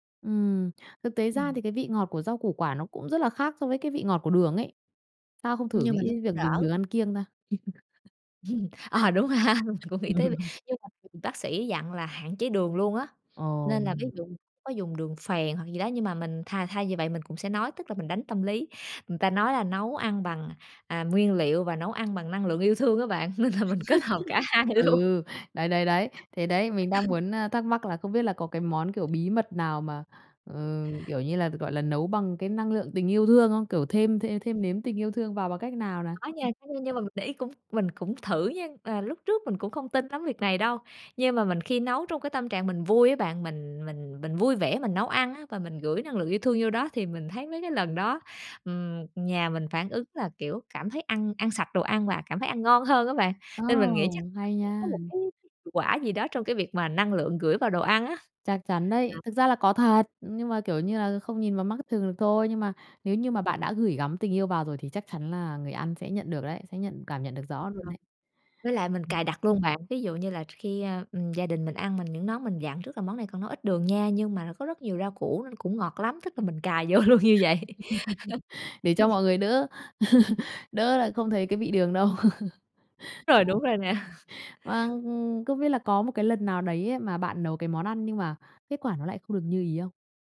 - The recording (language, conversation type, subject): Vietnamese, podcast, Bạn thường nấu món gì khi muốn chăm sóc ai đó bằng một bữa ăn?
- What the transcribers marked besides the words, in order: tapping; laughing while speaking: "Ừm, Ờ, đúng rồi ha, mình cũng nghĩ tới việc"; laugh; unintelligible speech; other background noise; laugh; laughing while speaking: "nên là mình kết hợp cả hai luôn"; laugh; unintelligible speech; laugh; laughing while speaking: "vô luôn như vậy"; laugh; laughing while speaking: "đâu"; laughing while speaking: "nè"